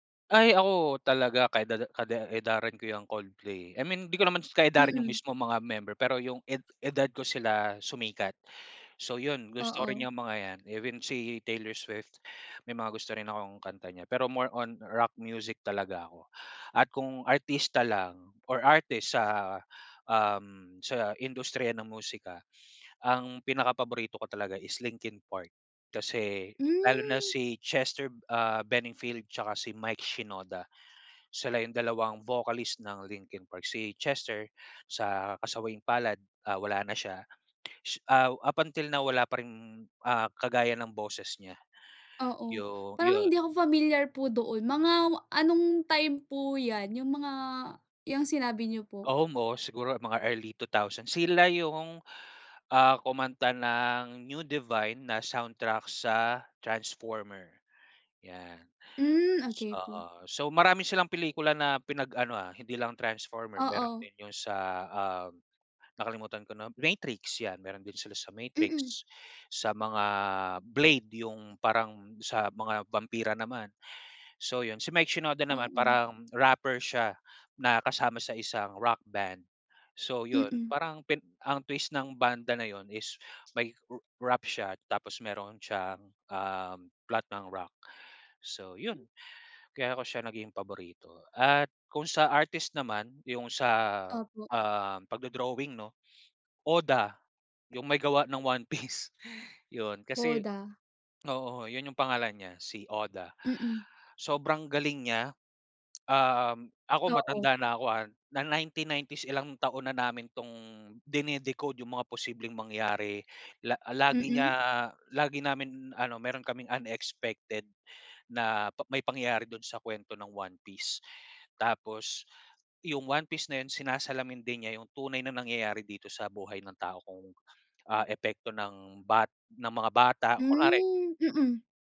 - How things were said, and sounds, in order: "Bennington" said as "Benningfield"; tapping; "New Divide" said as "New Divine"; laughing while speaking: "Piece"; other background noise
- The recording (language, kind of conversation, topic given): Filipino, unstructured, Ano ang paborito mong klase ng sining at bakit?